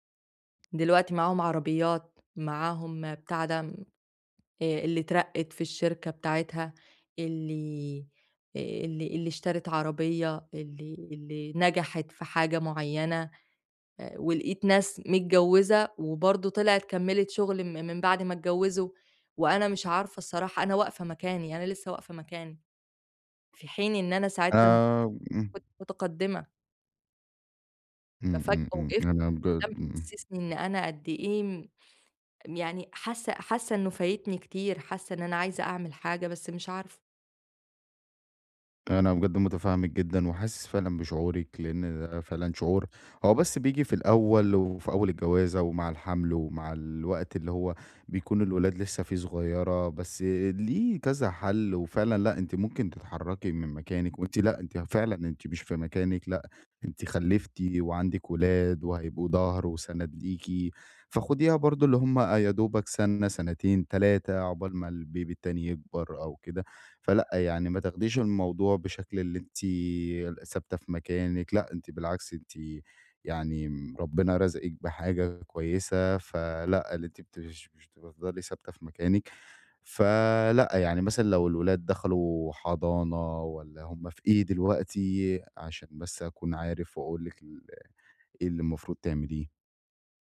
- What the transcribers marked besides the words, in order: in English: "الBaby"
- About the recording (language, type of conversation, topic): Arabic, advice, إزاي أبدأ أواجه الكلام السلبي اللي جوايا لما يحبطني ويخلّيني أشك في نفسي؟